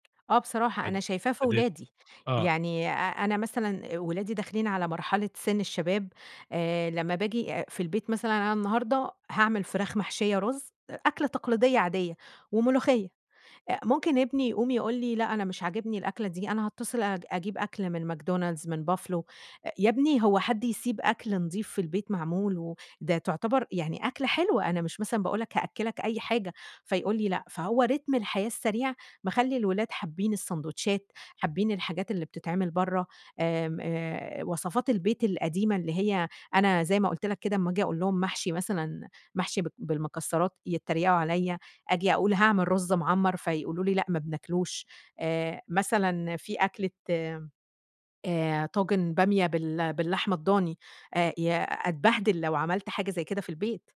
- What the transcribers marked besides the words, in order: in English: "رتم"
- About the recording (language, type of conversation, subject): Arabic, podcast, إزاي الوصفة عندكم اتوارثت من جيل لجيل؟